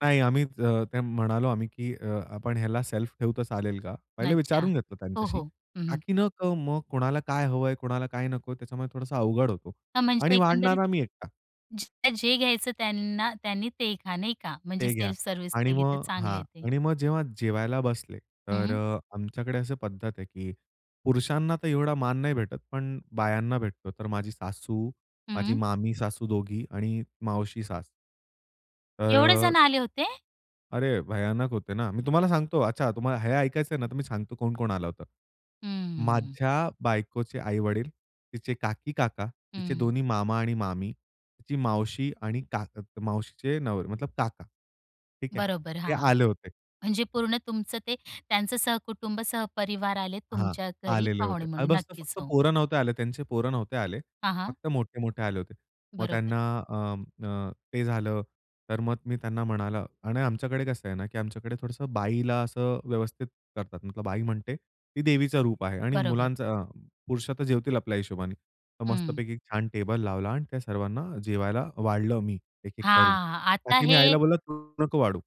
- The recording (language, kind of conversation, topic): Marathi, podcast, तुमच्या कुटुंबात अतिथी आल्यावर त्यांना जेवण कसे वाढले जाते?
- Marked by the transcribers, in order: other background noise; surprised: "एवढे जण आले होते?"; tapping